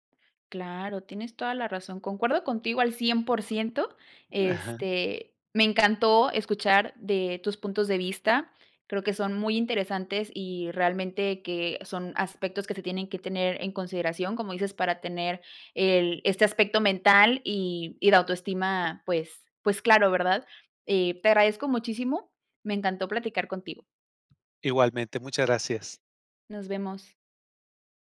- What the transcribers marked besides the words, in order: tapping
- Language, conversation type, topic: Spanish, podcast, ¿Cómo afecta la publicidad a la imagen corporal en los medios?